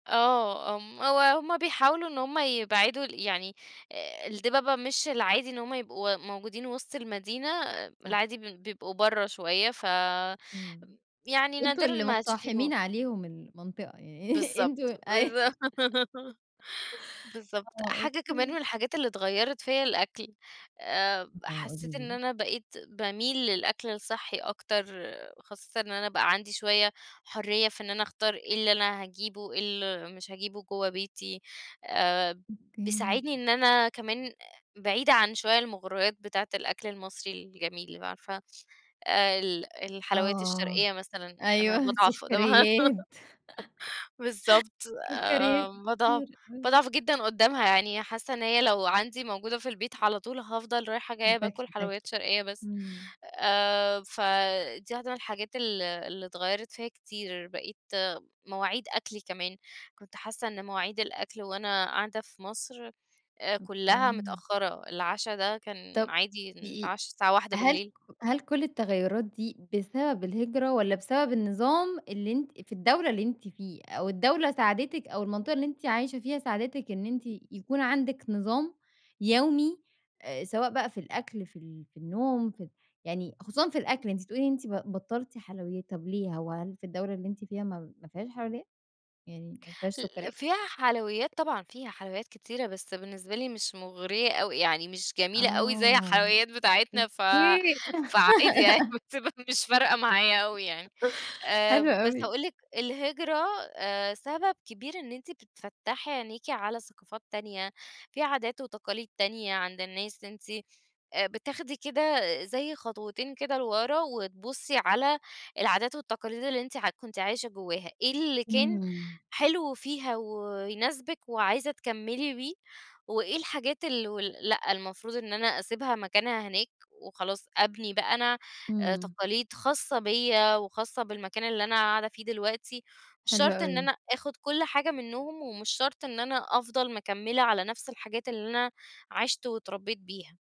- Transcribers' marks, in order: laughing while speaking: "بالضبط"; laugh; chuckle; laugh; laugh; laugh; laughing while speaking: "بتبقى مش"
- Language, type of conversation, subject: Arabic, podcast, ازاي التقاليد بتتغيّر لما الناس تهاجر؟